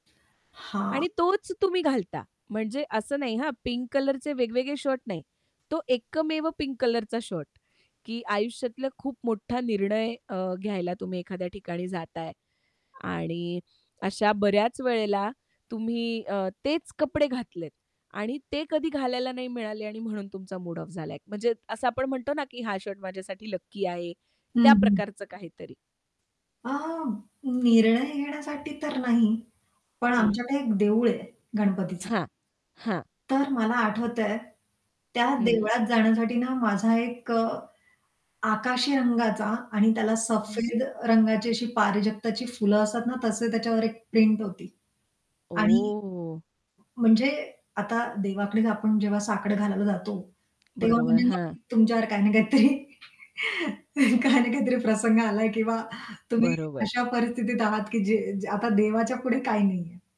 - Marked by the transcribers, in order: static; tapping; distorted speech; in English: "पिंक"; in English: "पिंक"; other background noise; other noise; "पारिजातकाची" said as "पार्जक्ताची"; laughing while speaking: "काहीतरी काही ना काहीतरी प्रसंग आलाय"
- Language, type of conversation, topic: Marathi, podcast, कपड्यांमुळे तुमचा मूड बदलतो का?